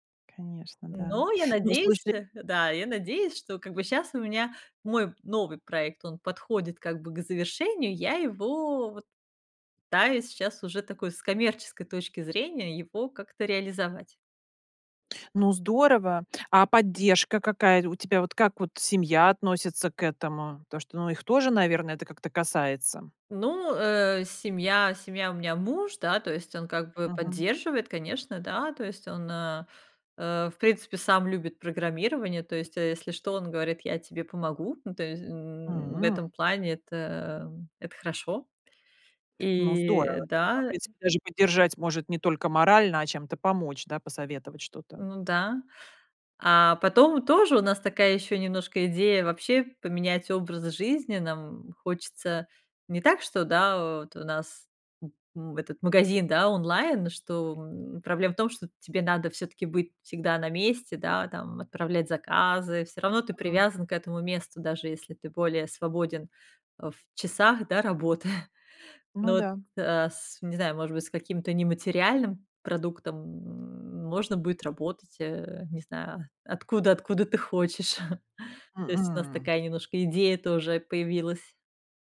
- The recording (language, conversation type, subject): Russian, podcast, Как понять, что пора менять профессию и учиться заново?
- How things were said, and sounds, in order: tapping; chuckle; chuckle